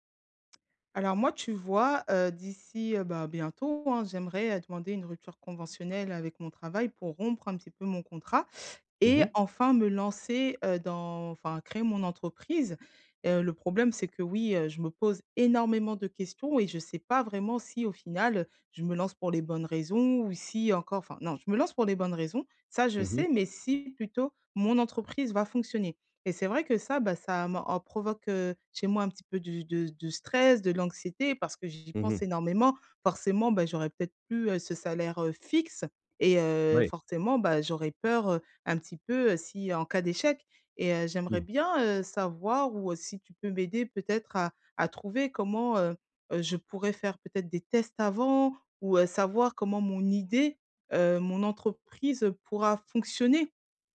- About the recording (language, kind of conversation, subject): French, advice, Comment valider rapidement si mon idée peut fonctionner ?
- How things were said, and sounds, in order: stressed: "fixe"; stressed: "d'échec"